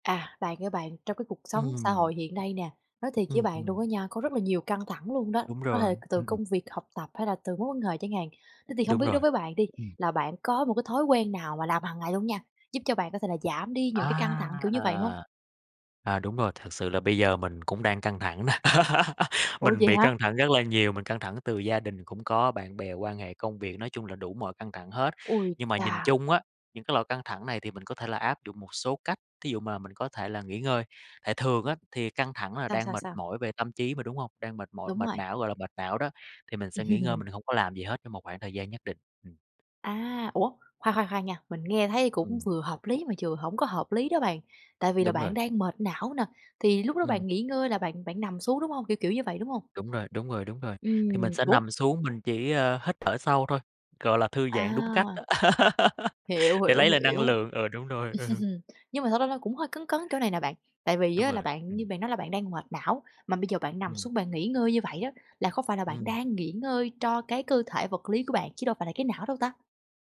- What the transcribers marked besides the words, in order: tapping; laugh; laughing while speaking: "Ừm"; other background noise; laugh; chuckle; laughing while speaking: "ừ"
- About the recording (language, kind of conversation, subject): Vietnamese, podcast, Bạn có thể kể về một thói quen hằng ngày giúp bạn giảm căng thẳng không?